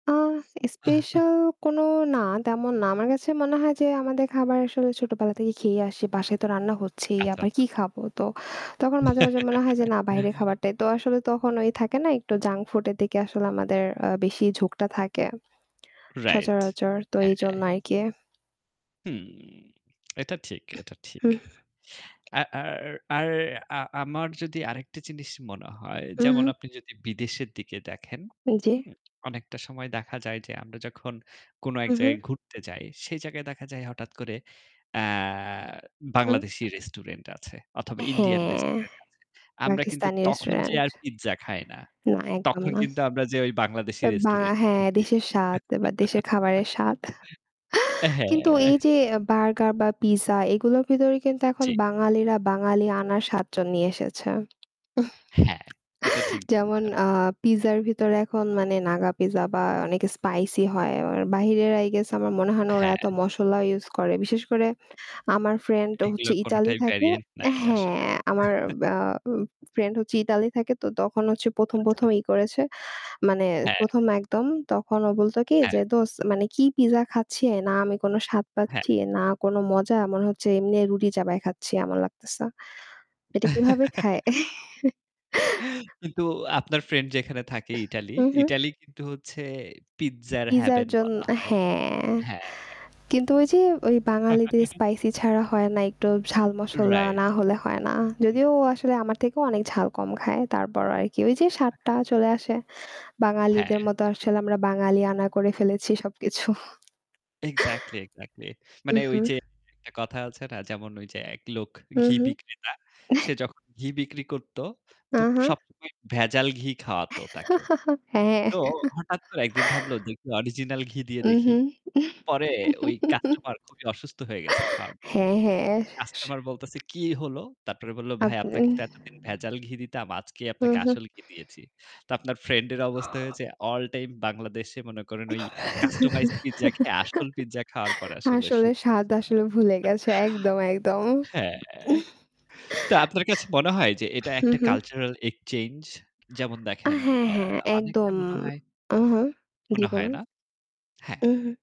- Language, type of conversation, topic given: Bengali, unstructured, তুমি কি মনে করো স্থানীয় খাবার খাওয়া ভালো, নাকি বিদেশি খাবার?
- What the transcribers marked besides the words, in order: static; chuckle; giggle; tongue click; other background noise; tapping; "জায়গায়" said as "জায়"; chuckle; laugh; laughing while speaking: "হ্যাঁ"; chuckle; "মশলা" said as "মশল্লা"; in English: "ভেরিয়েন্ট"; laugh; distorted speech; "এমনি" said as "এমনে"; giggle; chuckle; chuckle; "মশলা" said as "মশল্লা"; chuckle; in English: "এক্সাক্টলি, এক্সাক্টলি"; chuckle; unintelligible speech; chuckle; giggle; laughing while speaking: "হ্যাঁ"; chuckle; laugh; "জন্য" said as "জন"; mechanical hum; yawn; giggle; laughing while speaking: "আসলে স্বাদ আসলে ভুলে গেছে একদম, একদম"; in English: "customized pizza"; chuckle; laughing while speaking: "হ্যাঁ"; laugh; in English: "cultural exchange?"